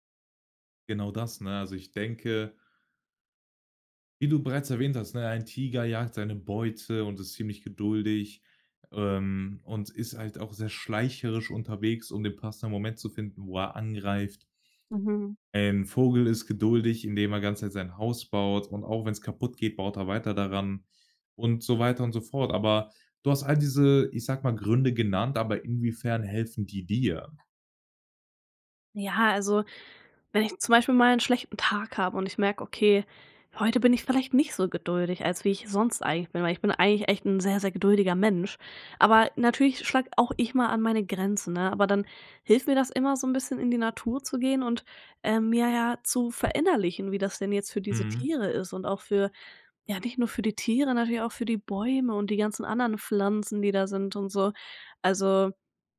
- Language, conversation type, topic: German, podcast, Erzähl mal, was hat dir die Natur über Geduld beigebracht?
- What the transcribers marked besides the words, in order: other background noise